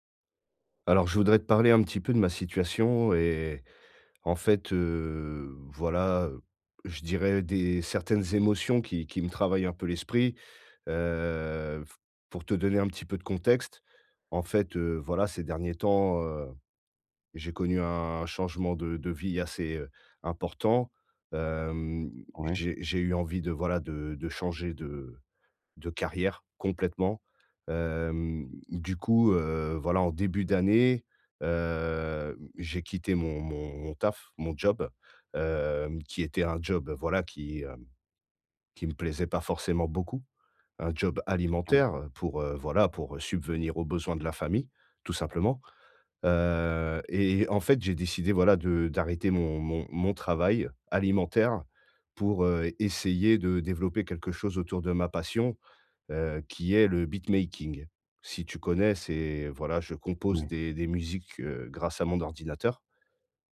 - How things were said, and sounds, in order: in English: "beatmaking"
- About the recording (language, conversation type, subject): French, advice, Pourquoi est-ce que je n’arrive pas à me détendre chez moi, même avec un film ou de la musique ?